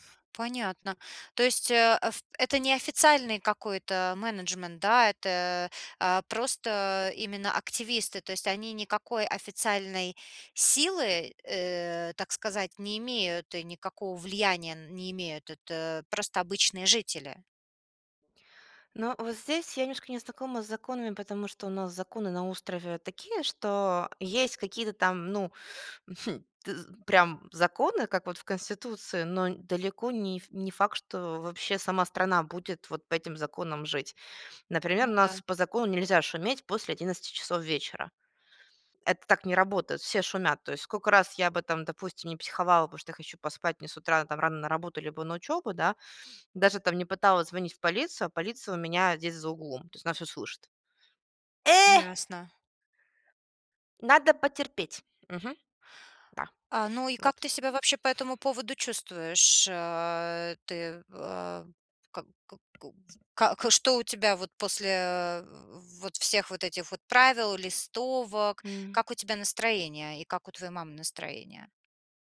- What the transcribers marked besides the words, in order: chuckle; angry: "Э!"; put-on voice: "Надо потерпеть"; other background noise; tapping; grunt
- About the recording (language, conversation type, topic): Russian, advice, Как найти баланс между моими потребностями и ожиданиями других, не обидев никого?